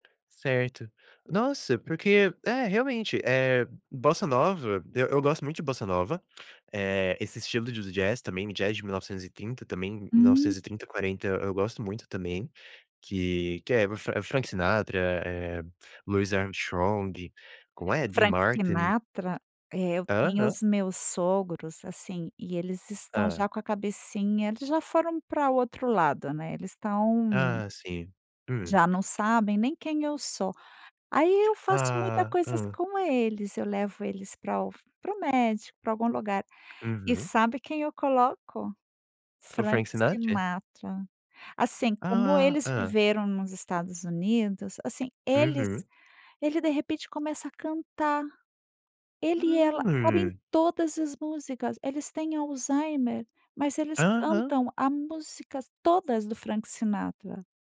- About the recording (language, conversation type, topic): Portuguese, podcast, Como uma lista de músicas virou tradição entre amigos?
- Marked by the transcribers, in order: tapping